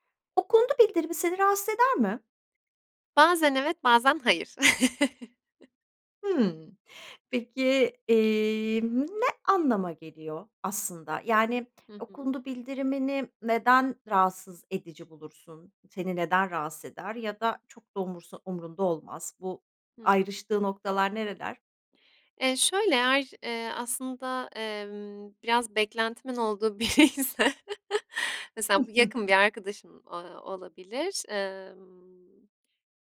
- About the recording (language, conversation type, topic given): Turkish, podcast, Okundu bildirimi seni rahatsız eder mi?
- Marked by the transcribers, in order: laugh; tapping; other background noise; chuckle